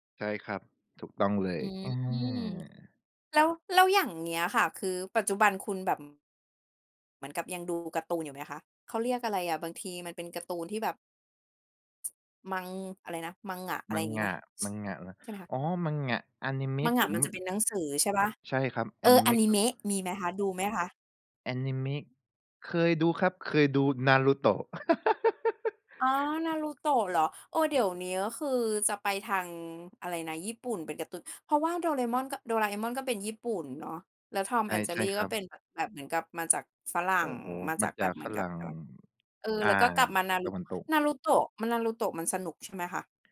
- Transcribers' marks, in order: tapping; tsk; other background noise; laugh
- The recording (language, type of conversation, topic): Thai, podcast, ตอนเด็กๆ คุณดูการ์ตูนเรื่องไหนที่ยังจำได้แม่นที่สุด?